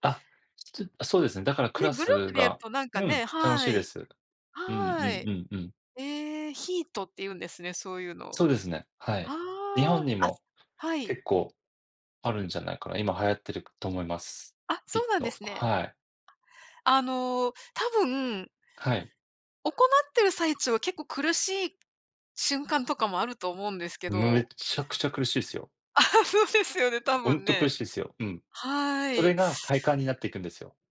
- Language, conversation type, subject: Japanese, unstructured, 体を動かすことの楽しさは何だと思いますか？
- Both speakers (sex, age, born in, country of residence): female, 55-59, Japan, United States; male, 40-44, Japan, United States
- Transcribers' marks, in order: laughing while speaking: "ああ、そうですよね"